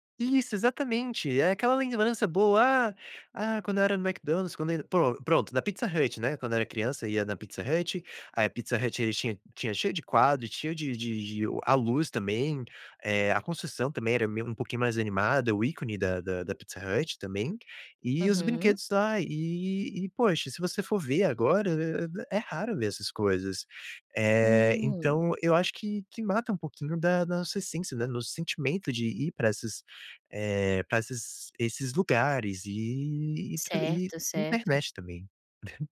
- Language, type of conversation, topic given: Portuguese, podcast, Como o minimalismo impacta a sua autoestima?
- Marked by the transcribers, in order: tapping; laugh